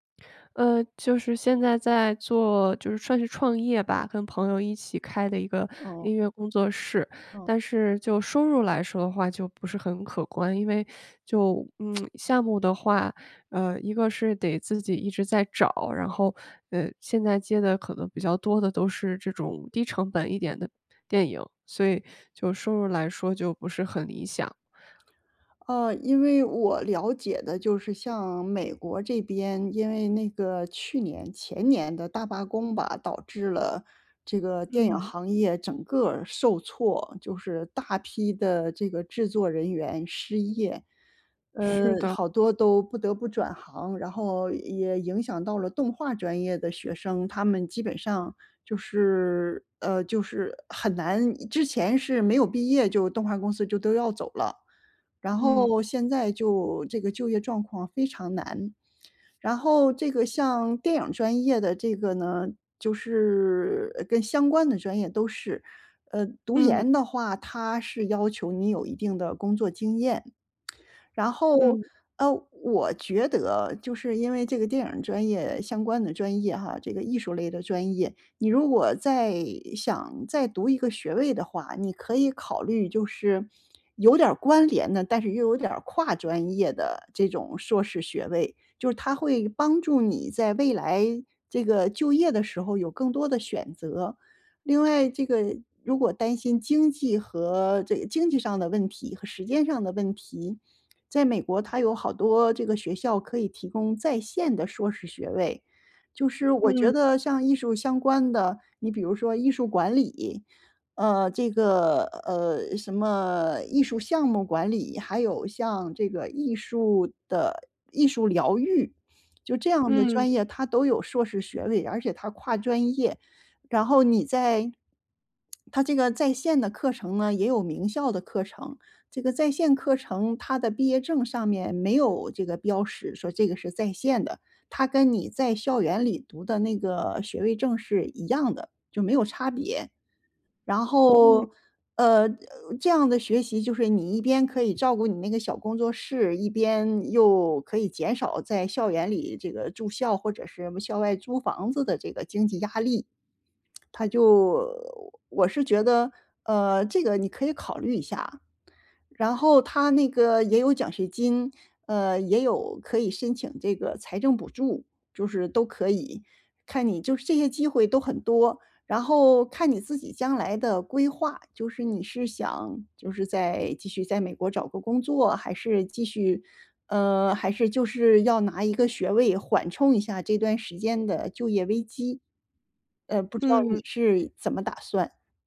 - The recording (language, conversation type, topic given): Chinese, advice, 你是否考虑回学校进修或重新学习新技能？
- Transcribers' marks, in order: tsk; lip smack; other noise; other background noise; lip smack